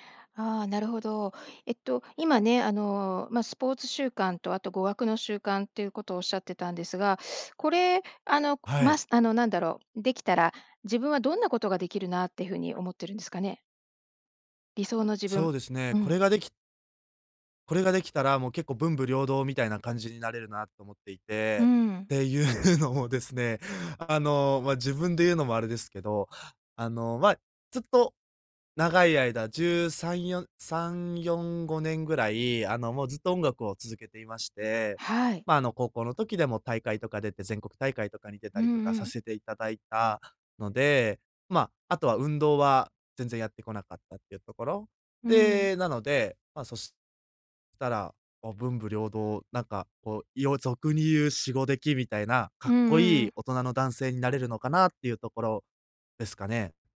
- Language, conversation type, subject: Japanese, advice, 理想の自分と今の習慣にズレがあって続けられないとき、どうすればいいですか？
- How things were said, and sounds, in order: laughing while speaking: "いうのもですね"